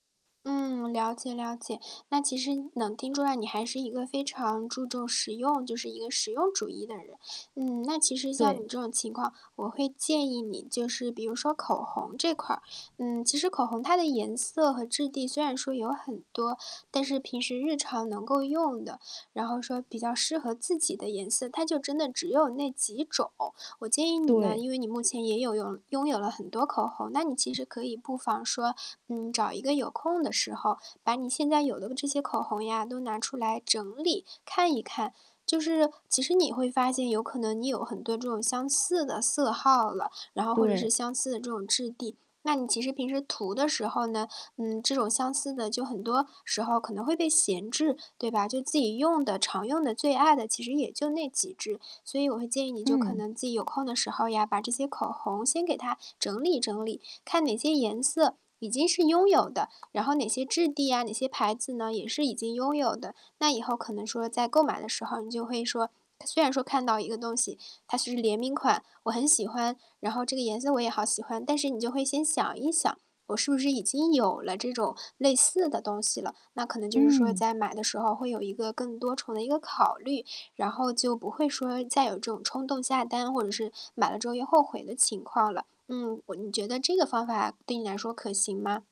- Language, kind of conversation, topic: Chinese, advice, 我怎样才能对已有的物品感到满足？
- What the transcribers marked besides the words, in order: static; distorted speech